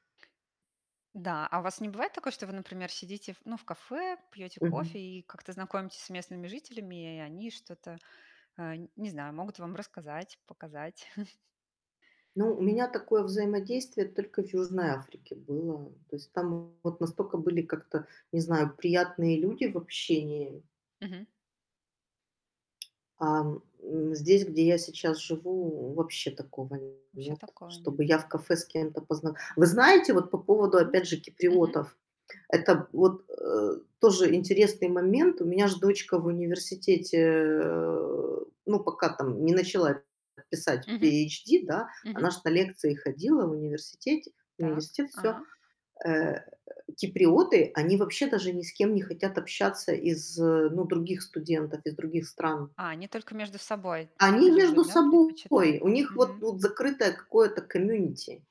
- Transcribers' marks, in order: tapping; chuckle; static; distorted speech; other background noise; in English: "комьюнити"
- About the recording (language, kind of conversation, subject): Russian, unstructured, Какую роль в вашем путешествии играют местные жители?